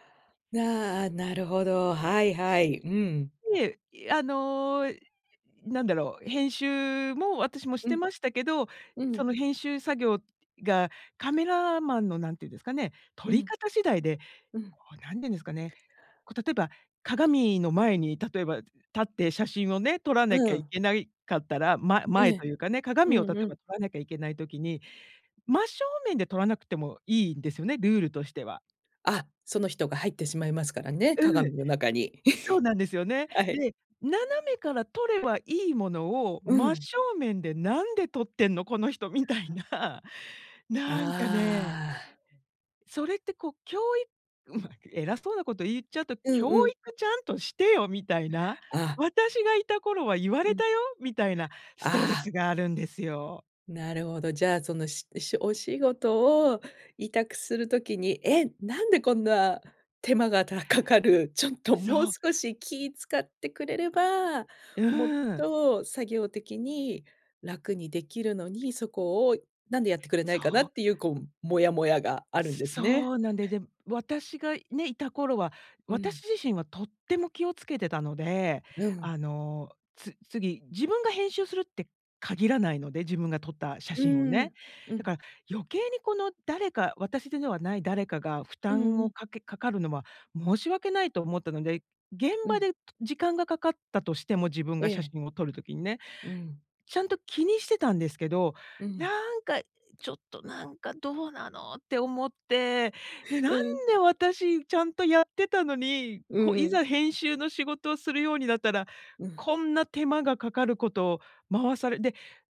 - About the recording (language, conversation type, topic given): Japanese, advice, ストレスの原因について、変えられることと受け入れるべきことをどう判断すればよいですか？
- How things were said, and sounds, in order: chuckle; disgusted: "ああ"